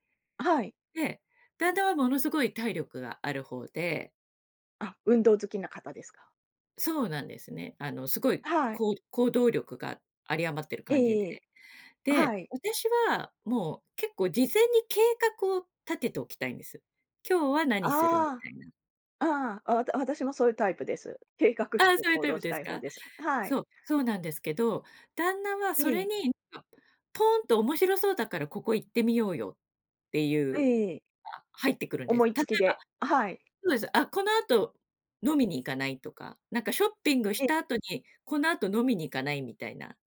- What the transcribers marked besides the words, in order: none
- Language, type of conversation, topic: Japanese, podcast, パートナーに「ノー」を伝えるとき、何を心がけるべき？